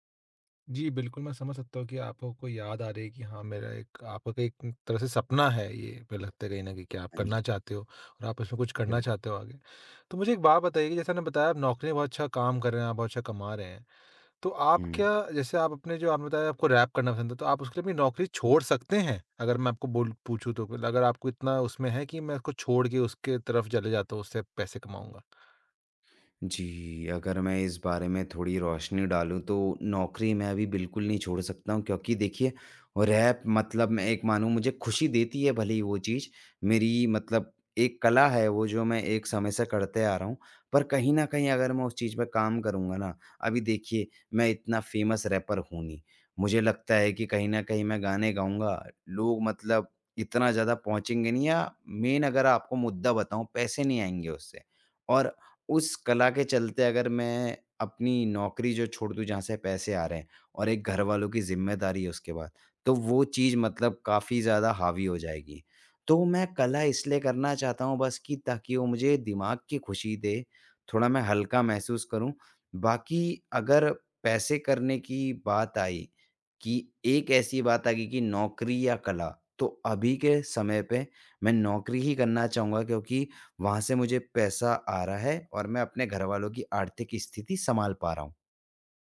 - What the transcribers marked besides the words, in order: in English: "फ़ेमस"; in English: "मेन"
- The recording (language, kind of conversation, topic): Hindi, advice, नए अवसरों के लिए मैं अधिक खुला/खुली और जिज्ञासु कैसे बन सकता/सकती हूँ?